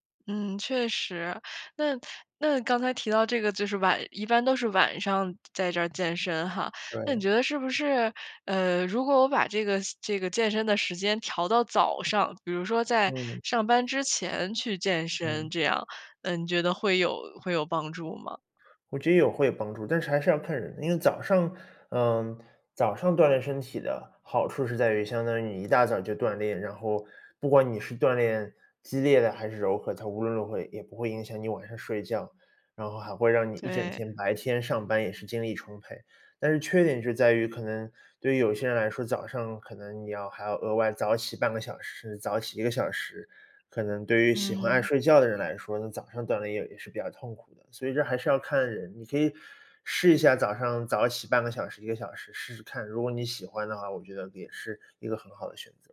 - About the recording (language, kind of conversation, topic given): Chinese, advice, 如何才能养成规律运动的习惯，而不再三天打鱼两天晒网？
- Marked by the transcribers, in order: none